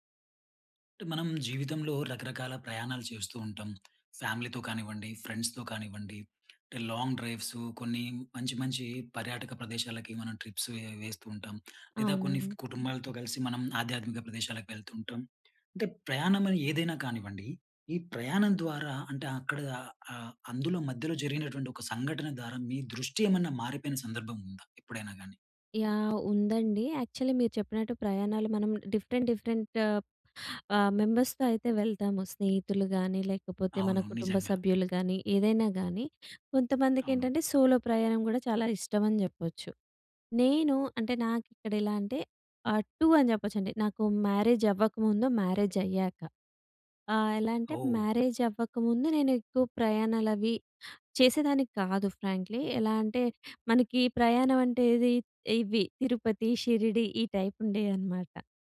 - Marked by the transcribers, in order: in English: "ఫ్యామిలీతో"; in English: "ఫ్రెండ్స్‌తో"; in English: "లాంగ్ డ్రైవ్స్"; in English: "ట్రిప్స్"; in English: "యాక్చువల్లి"; in English: "డిఫరెంట్, డిఫరెంట్"; in English: "మెంబర్స్‌తో"; tapping; in English: "సోలో"; in English: "టూ"; in English: "మ్యారేజ్"; in English: "మ్యారేజ్"; in English: "ఫ్రాంక్లీ"; in English: "టైప్"
- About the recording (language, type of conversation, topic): Telugu, podcast, ప్రయాణం వల్ల మీ దృష్టికోణం మారిపోయిన ఒక సంఘటనను చెప్పగలరా?